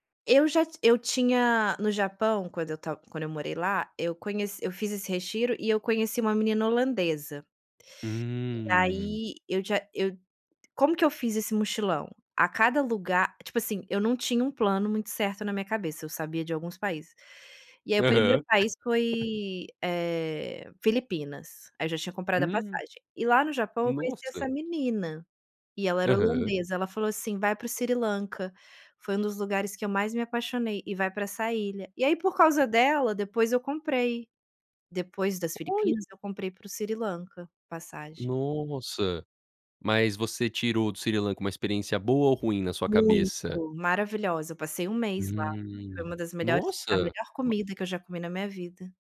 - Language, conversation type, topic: Portuguese, podcast, Qual foi o maior perrengue de viagem que virou uma história engraçada?
- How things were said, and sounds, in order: none